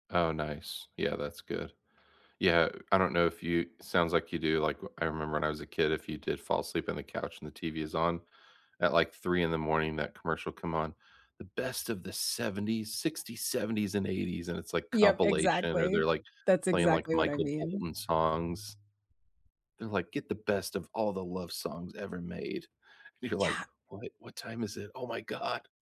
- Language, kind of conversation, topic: English, unstructured, What technology do you use to stay healthy or sleep better?
- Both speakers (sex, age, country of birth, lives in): female, 35-39, United States, United States; male, 40-44, United States, United States
- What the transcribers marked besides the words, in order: none